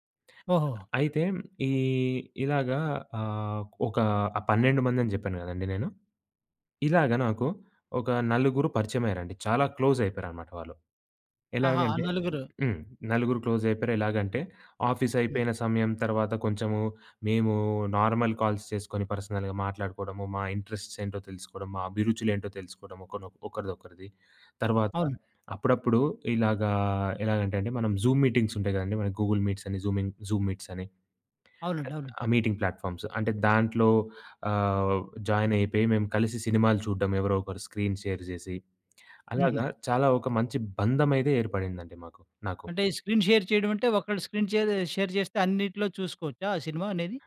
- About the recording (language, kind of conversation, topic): Telugu, podcast, నీవు ఆన్‌లైన్‌లో పరిచయం చేసుకున్న మిత్రులను ప్రత్యక్షంగా కలవాలని అనిపించే క్షణం ఎప్పుడు వస్తుంది?
- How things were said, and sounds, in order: in English: "నార్మల్ కాల్స్"; in English: "పర్సనల్‌గా"; in English: "ఇంట్రెస్ట్స్"; in English: "జూం"; in English: "గూగుల్"; in English: "జూమింగ్ జూం"; in English: "మీటింగ్ ప్లాట్ఫామ్స్"; in English: "స్క్రీన్ షేర్"; in English: "స్క్రీన్ షేర్"; in English: "స్క్రీన్"; in English: "షేర్"